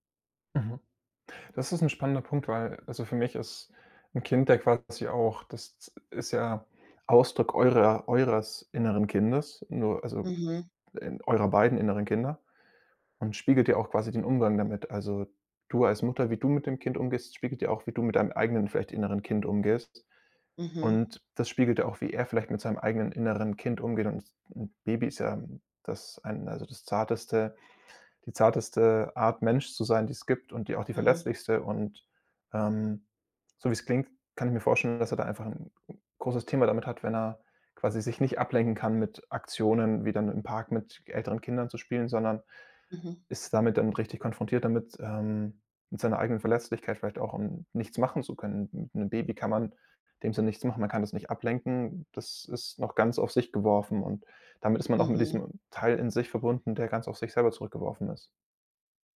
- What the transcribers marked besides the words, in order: other background noise
- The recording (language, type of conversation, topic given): German, advice, Wie ist es, Eltern zu werden und den Alltag radikal neu zu strukturieren?
- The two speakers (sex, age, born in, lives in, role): female, 40-44, Kazakhstan, United States, user; male, 25-29, Germany, Germany, advisor